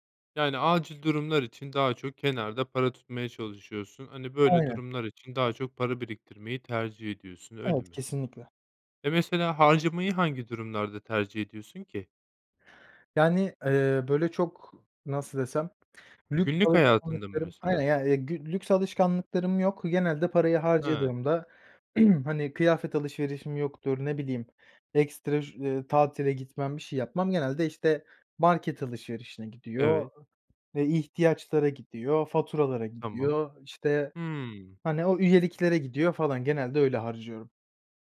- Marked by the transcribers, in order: other background noise; throat clearing
- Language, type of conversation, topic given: Turkish, podcast, Para biriktirmeyi mi, harcamayı mı yoksa yatırım yapmayı mı tercih edersin?